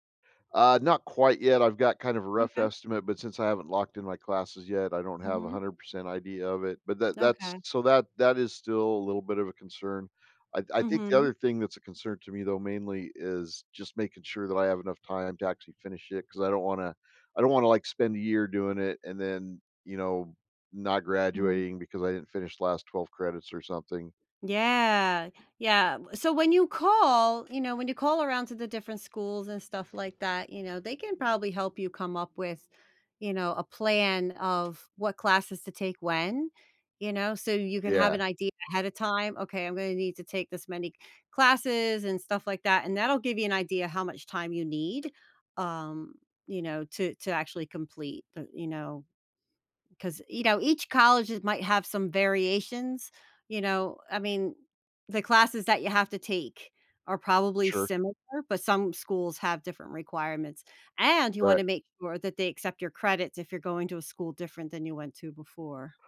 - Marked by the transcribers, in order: other background noise; stressed: "and"
- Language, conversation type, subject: English, advice, How should I decide between major life changes?